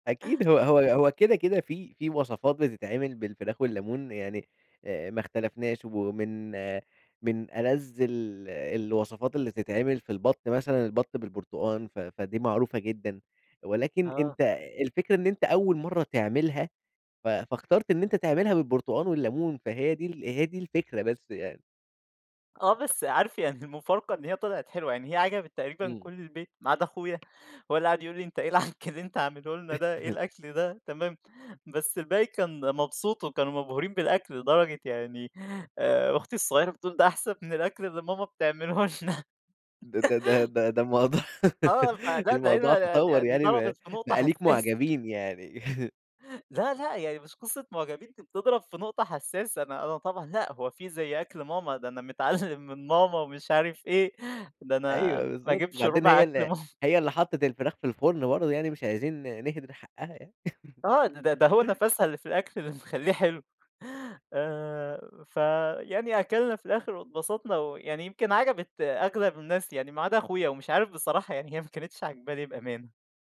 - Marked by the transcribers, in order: unintelligible speech; tapping; laughing while speaking: "أنت إيه العَكّ اللي أنت عامله لنا ده، إيه الأكل ده؟"; laugh; laughing while speaking: "بتعمله لنا"; laugh; laughing while speaking: "حساسة"; laugh; chuckle; laughing while speaking: "متعلِّم"; laughing while speaking: "ماما"; chuckle; laugh
- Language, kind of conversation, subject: Arabic, podcast, احكيلنا عن أول مرة طبخت فيها لحد بتحبه؟